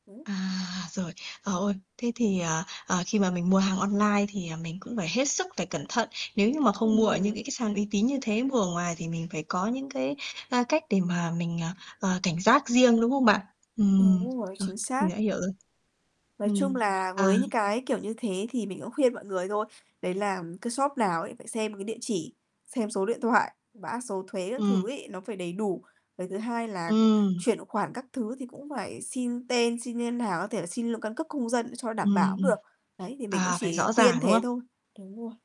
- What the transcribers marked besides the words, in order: static; unintelligible speech; tapping; unintelligible speech; "cũng" said as "ữm"; other noise; "cũng" said as "ữm"
- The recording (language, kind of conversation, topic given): Vietnamese, podcast, Bạn làm thế nào để tránh bị lừa đảo khi mua hàng trực tuyến?